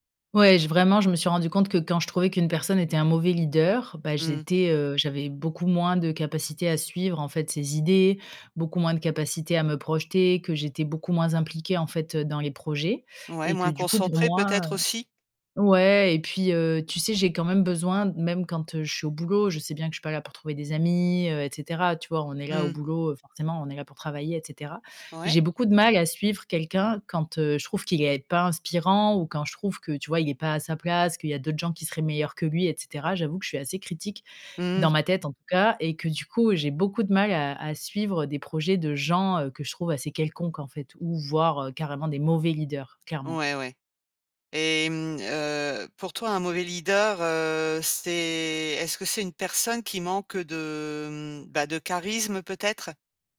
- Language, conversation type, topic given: French, podcast, Qu’est-ce qui, pour toi, fait un bon leader ?
- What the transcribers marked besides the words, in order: tapping; stressed: "mauvais"; drawn out: "c'est"